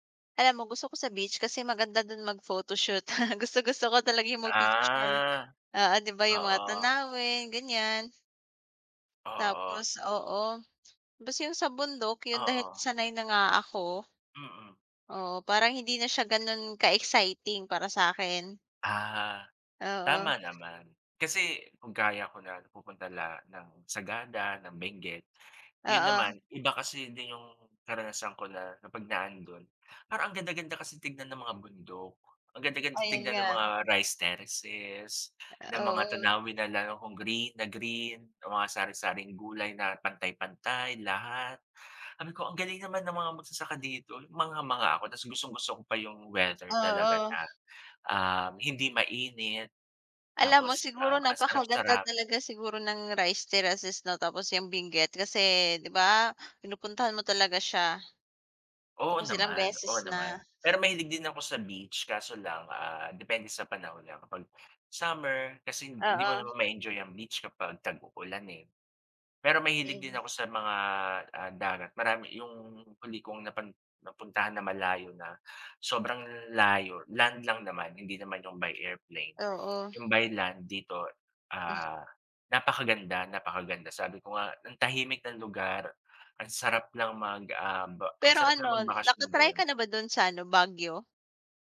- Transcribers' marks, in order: chuckle; other background noise; tapping
- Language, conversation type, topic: Filipino, unstructured, Saan mo gustong magbakasyon kung magkakaroon ka ng pagkakataon?